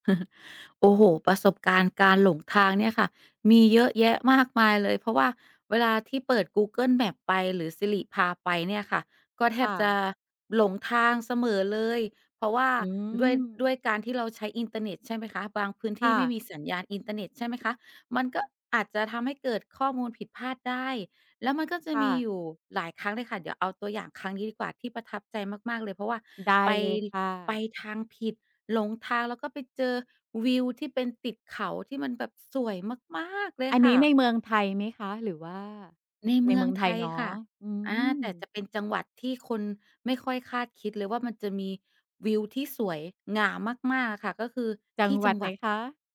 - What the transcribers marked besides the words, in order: chuckle; tapping; stressed: "มาก ๆ"
- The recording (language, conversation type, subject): Thai, podcast, คุณเคยหลงทางแล้วบังเอิญเจอสถานที่สวยงามไหม?